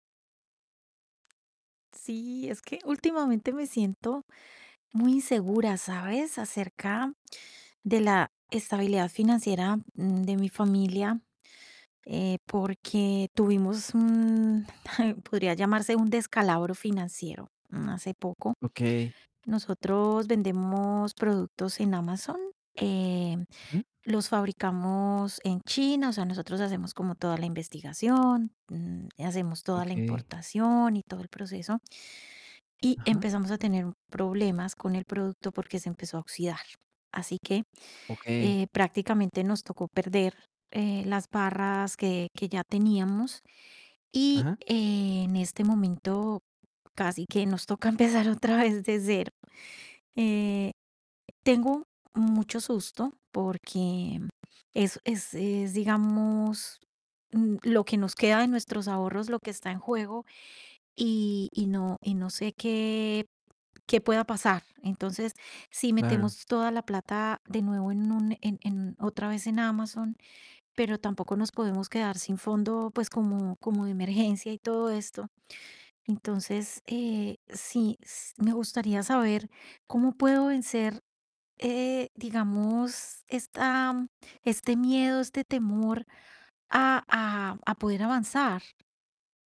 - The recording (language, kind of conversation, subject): Spanish, advice, ¿Qué te genera incertidumbre sobre la estabilidad financiera de tu familia?
- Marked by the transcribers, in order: distorted speech; chuckle; laughing while speaking: "empezar otra vez"